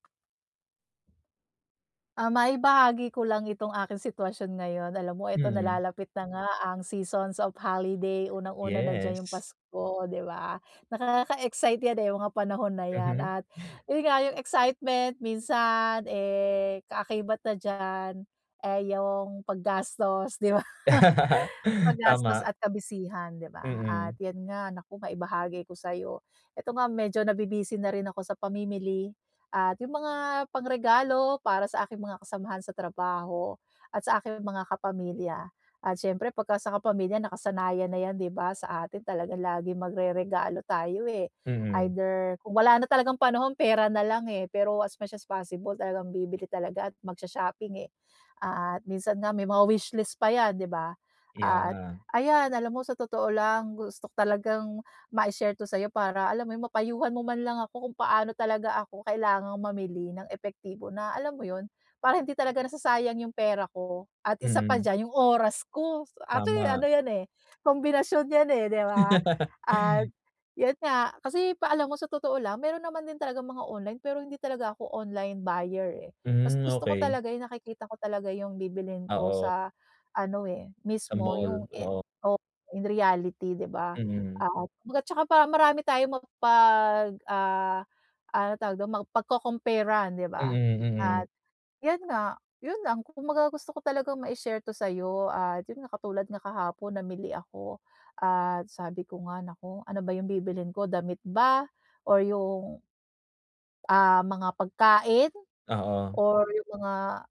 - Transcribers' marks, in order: in English: "seasons of holiday"; laugh; in English: "Either"; in English: "as much as possible"; laugh; in English: "online buyer"; in English: "in reality"
- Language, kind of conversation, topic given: Filipino, advice, Paano ako mamimili nang epektibo upang hindi masayang ang pera o oras ko?